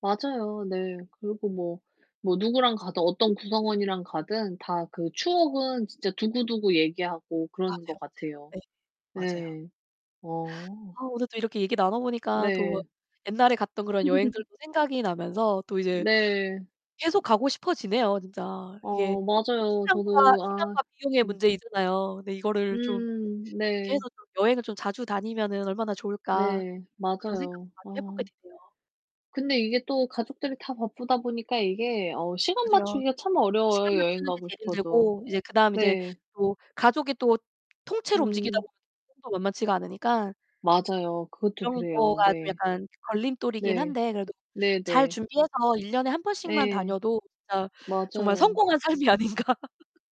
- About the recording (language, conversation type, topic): Korean, unstructured, 가장 감동적이었던 가족 여행은 무엇인가요?
- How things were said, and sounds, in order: other background noise; distorted speech; laugh; unintelligible speech; tapping; laughing while speaking: "삶이 아닌가"